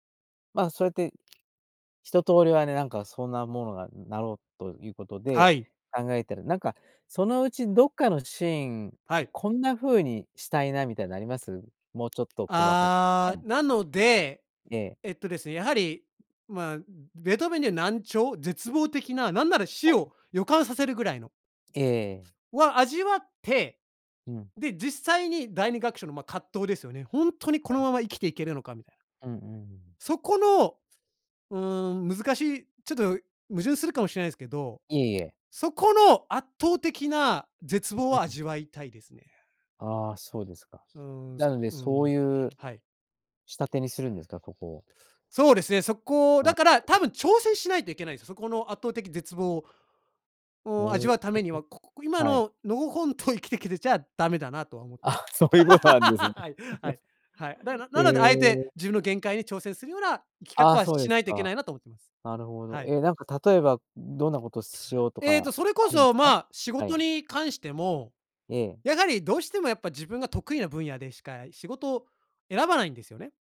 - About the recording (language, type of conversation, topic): Japanese, podcast, 自分の人生を映画にするとしたら、主題歌は何ですか？
- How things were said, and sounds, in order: other background noise; tapping; other noise; unintelligible speech; laugh; chuckle